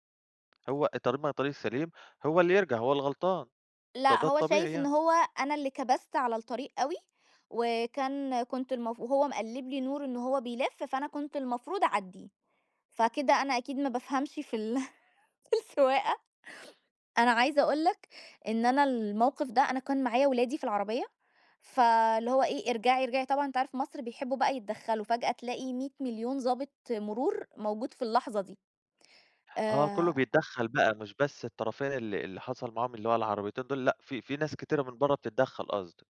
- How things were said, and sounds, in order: tapping; laugh; laughing while speaking: "في السواقة"
- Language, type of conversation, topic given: Arabic, podcast, هل حصلك قبل كده حادث بسيط واتعلمت منه درس مهم؟